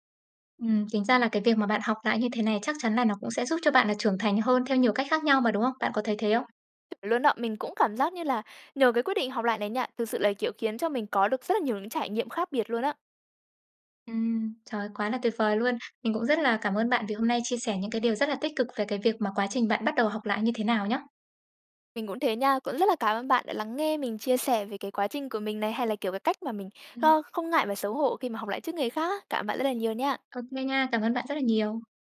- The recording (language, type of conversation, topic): Vietnamese, podcast, Bạn có cách nào để bớt ngại hoặc xấu hổ khi phải học lại trước mặt người khác?
- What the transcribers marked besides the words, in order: tapping